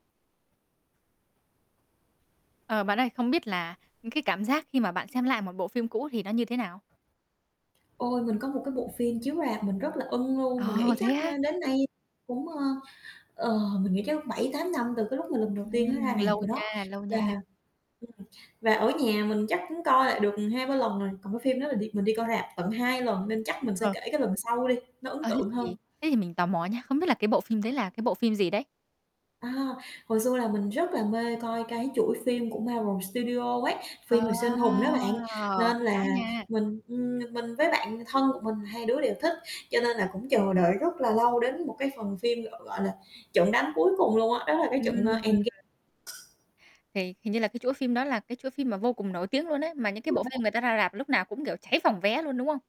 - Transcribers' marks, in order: static; tapping; distorted speech; other background noise; drawn out: "Ờ"; unintelligible speech
- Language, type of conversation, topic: Vietnamese, podcast, Bạn cảm thấy thế nào khi xem lại một bộ phim cũ mà mình từng rất yêu thích?
- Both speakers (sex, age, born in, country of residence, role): female, 20-24, Vietnam, Vietnam, host; female, 25-29, Vietnam, Vietnam, guest